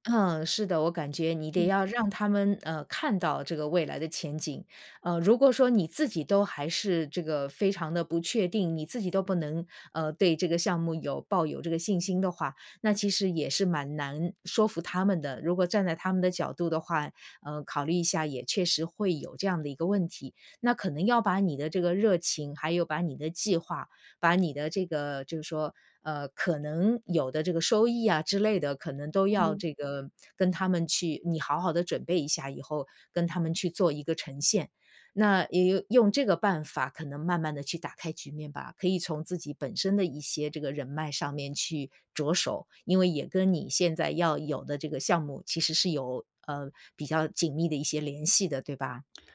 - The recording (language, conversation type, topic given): Chinese, advice, 我該如何建立一個能支持我走出新路的支持性人際網絡？
- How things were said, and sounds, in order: none